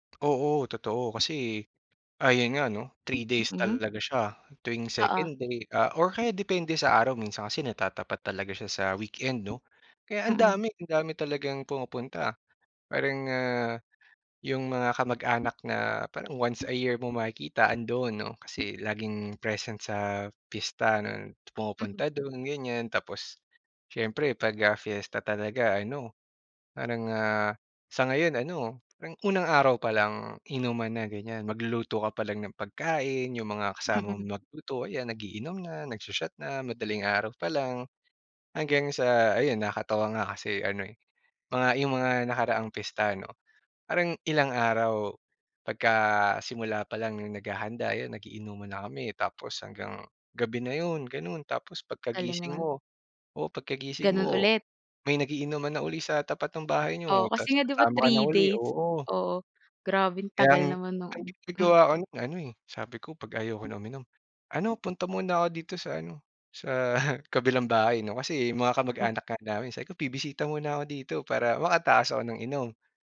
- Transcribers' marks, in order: tapping; other background noise; in English: "once a year"; scoff
- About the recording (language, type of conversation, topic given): Filipino, podcast, May alaala ka ba ng isang pista o selebrasyon na talagang tumatak sa’yo?